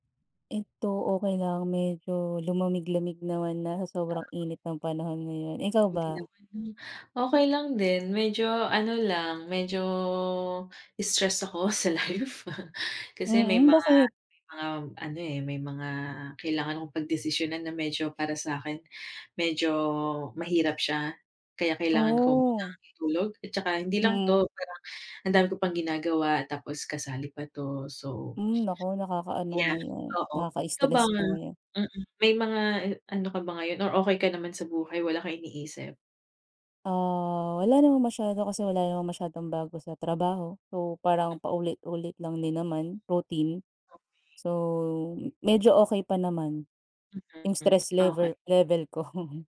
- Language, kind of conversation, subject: Filipino, unstructured, Ano ang palagay mo sa pagtanggap ng mga bagong ideya kahit natatakot ka, at paano mo pinipili kung kailan ka dapat makinig sa iba?
- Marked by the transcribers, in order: tapping; other background noise; laughing while speaking: "life"; chuckle